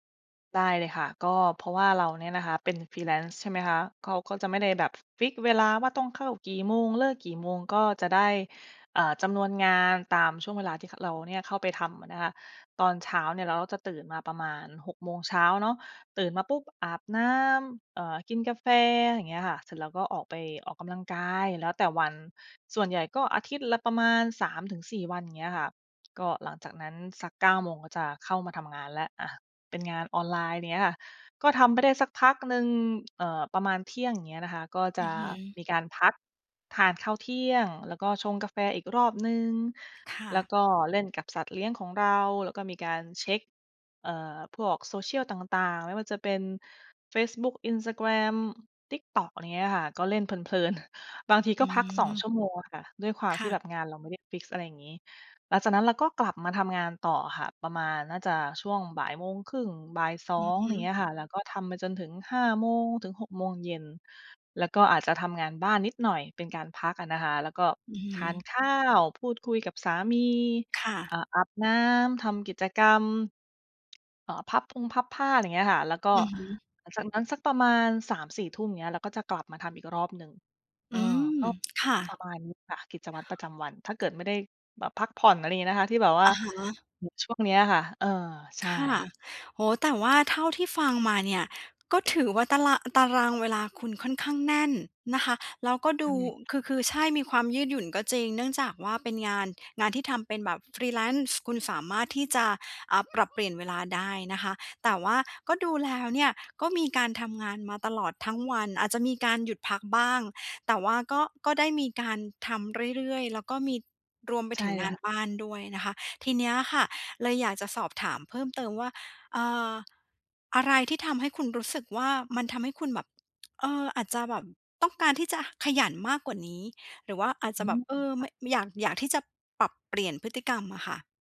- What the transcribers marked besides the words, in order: in English: "Freelance"; other background noise; chuckle; in English: "Freelance"; other animal sound
- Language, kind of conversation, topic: Thai, advice, เริ่มนิสัยใหม่ด้วยก้าวเล็กๆ ทุกวัน